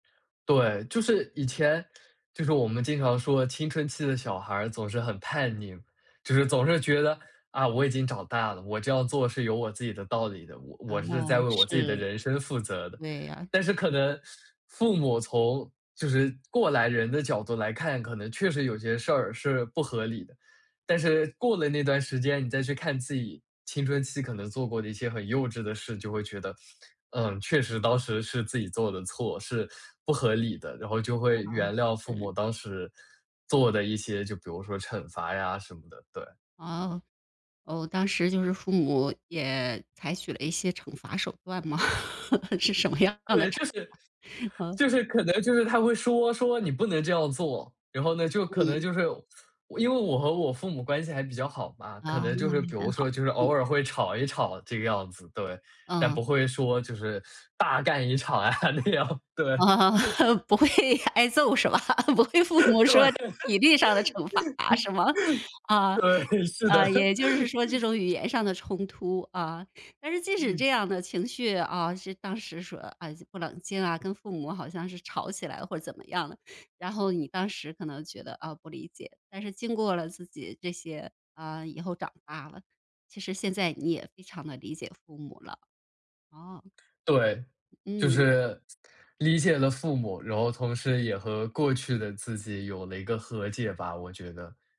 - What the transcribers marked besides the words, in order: laugh; laughing while speaking: "是什么样的惩罚？嗯"; laughing while speaking: "啊那样，对"; laughing while speaking: "啊，不会挨揍是吧？不会父母说体力上的惩罚是吗？啊"; laugh; laugh; laughing while speaking: "对。对，是的"; laugh; laugh; other noise
- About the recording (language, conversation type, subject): Chinese, podcast, 我们该如何与自己做出的选择和解？